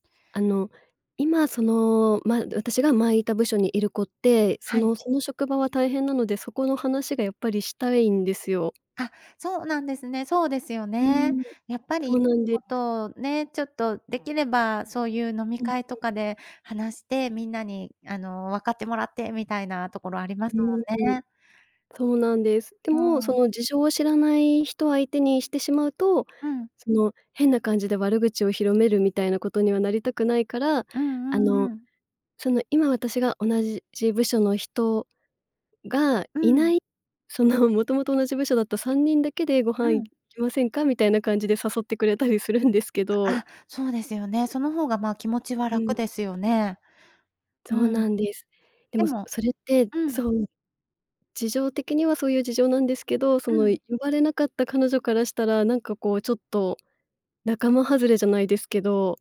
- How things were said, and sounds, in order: tapping
- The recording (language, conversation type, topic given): Japanese, advice, 友人の付き合いで断れない飲み会の誘いを上手に断るにはどうすればよいですか？